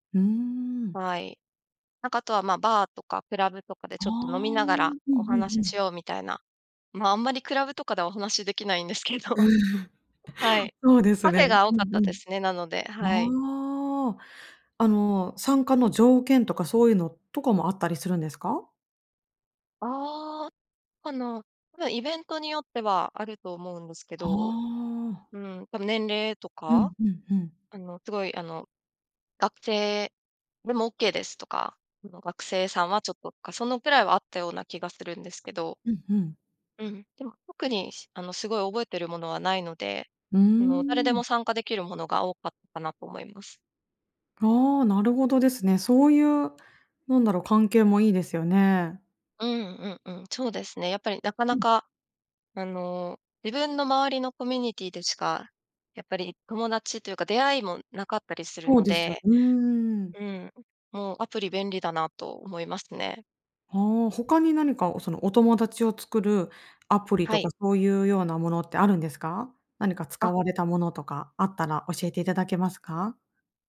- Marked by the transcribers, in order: laughing while speaking: "できないんですけど"; chuckle
- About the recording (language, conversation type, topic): Japanese, podcast, 新しい街で友達を作るには、どうすればいいですか？